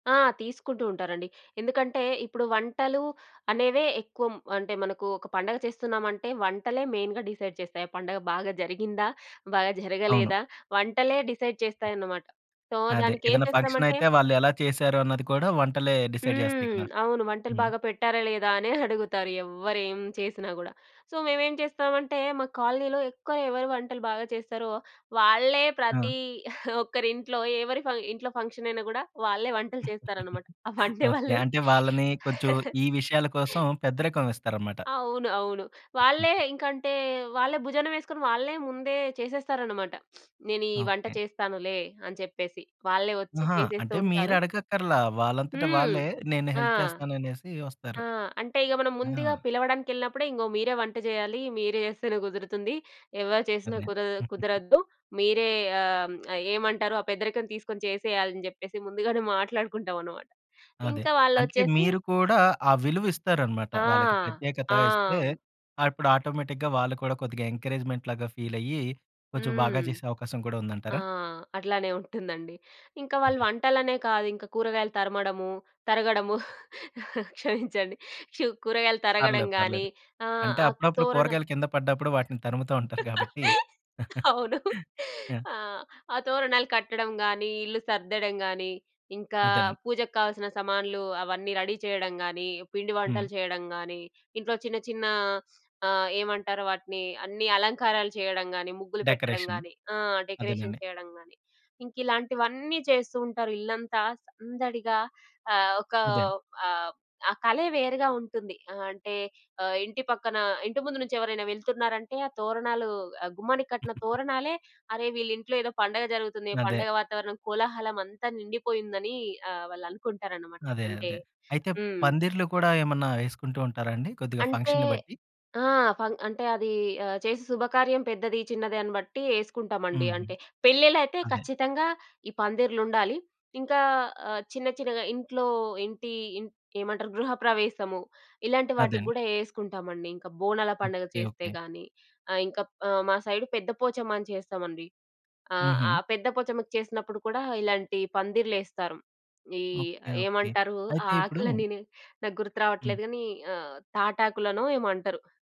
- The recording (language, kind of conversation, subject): Telugu, podcast, పండగలను కలిసి జరుపుకోవాలనుకుంటే మీరు ఏర్పాట్లు ఎలా చేస్తారు?
- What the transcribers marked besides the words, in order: in English: "మెయిన్‌గా డిసైడ్"; in English: "డిసైడ్"; other background noise; in English: "సో"; in English: "డిసైడ్"; in English: "సో"; giggle; chuckle; laughing while speaking: "ఆ వండే వాళ్ళు"; giggle; sniff; in English: "హెల్ప్"; giggle; in English: "ఆటోమేటిక్‌గా"; in English: "ఎంకరేజ్మెంట్"; giggle; laughing while speaking: "అవును"; giggle; in English: "రెడీ"; in English: "డెకరేషన్"; in English: "డెకరేషన్"; giggle; in English: "ఫంక్షన్‌ని"; "పందిర్లేస్తాం" said as "పందిర్లేస్తారం"